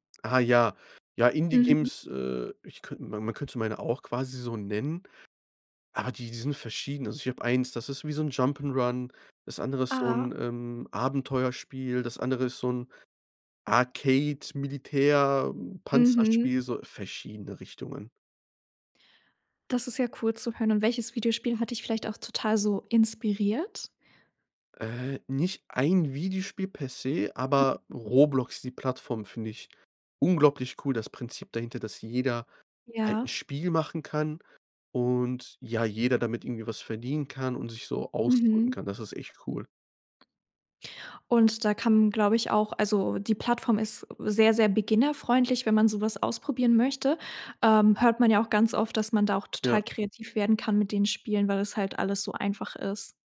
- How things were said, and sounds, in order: in English: "Jump 'n' Run"; in English: "Arcade"; other noise; other background noise
- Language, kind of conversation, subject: German, podcast, Wie bewahrst du dir langfristig die Freude am kreativen Schaffen?